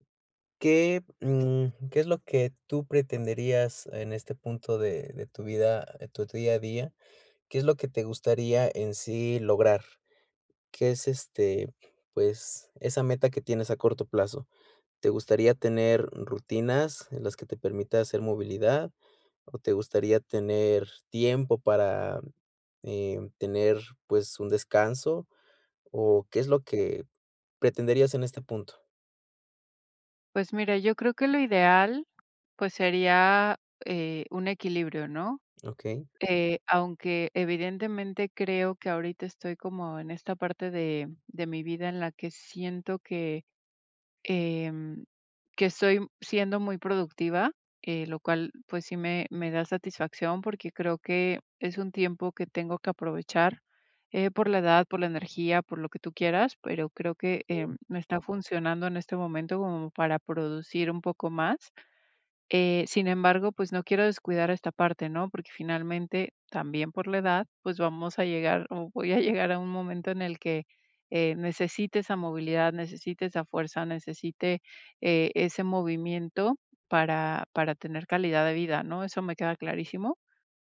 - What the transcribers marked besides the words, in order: other background noise; laughing while speaking: "voy a llegar a un momento"
- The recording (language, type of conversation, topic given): Spanish, advice, Rutinas de movilidad diaria